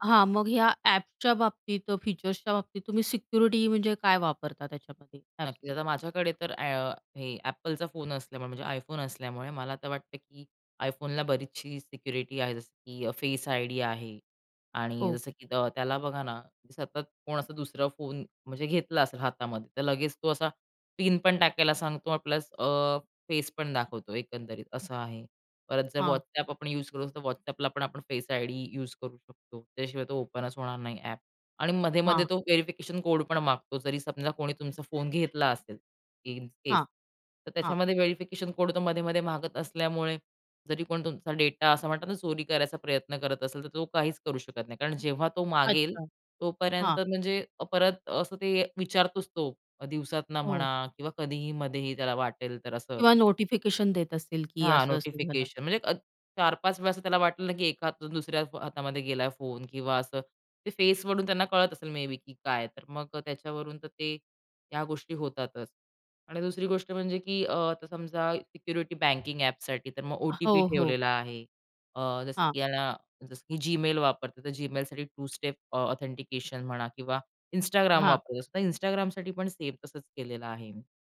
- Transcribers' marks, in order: in English: "फेस आयडी"; in English: "फेस आयडी युज"; in English: "ओपनच"; in English: "व्हेरिफिकेशन कोड"; other background noise; in English: "इन केस"; in English: "व्हेरिफिकेशन कोड"; in English: "नोटिफिकेशन"; in English: "नोटिफिकेशन"; in English: "मेबी"; in English: "सिक्युरिटी बँकिंग"; in English: "टू स्टेप"; in English: "ऑथेंटिकेशन"
- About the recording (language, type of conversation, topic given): Marathi, podcast, दैनिक कामांसाठी फोनवर कोणते साधन तुम्हाला उपयोगी वाटते?